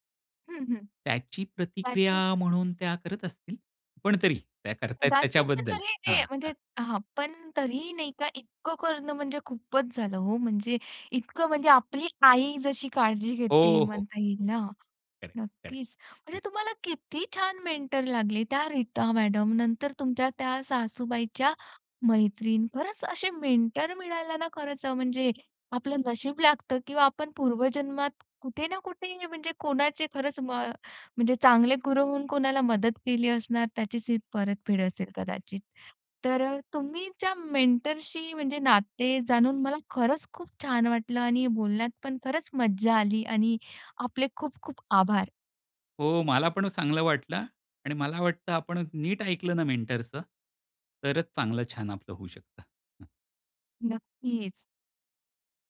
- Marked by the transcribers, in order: other noise; in English: "मेंटर"; in English: "मेंटर"; in English: "मेंटरशी"; in English: "मेंटरचं"
- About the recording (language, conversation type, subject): Marathi, podcast, आपण मार्गदर्शकाशी नातं कसं निर्माण करता आणि त्याचा आपल्याला कसा फायदा होतो?